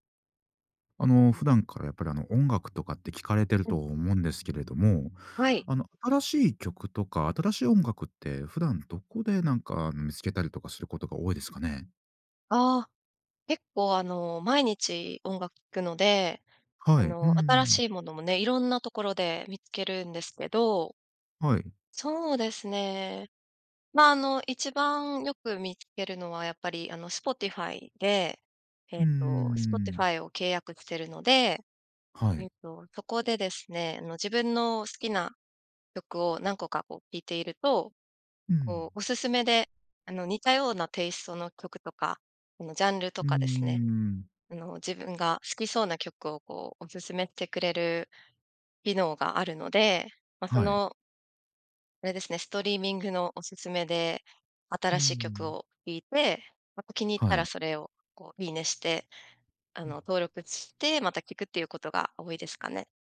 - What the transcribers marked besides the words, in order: none
- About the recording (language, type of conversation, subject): Japanese, podcast, 普段、新曲はどこで見つけますか？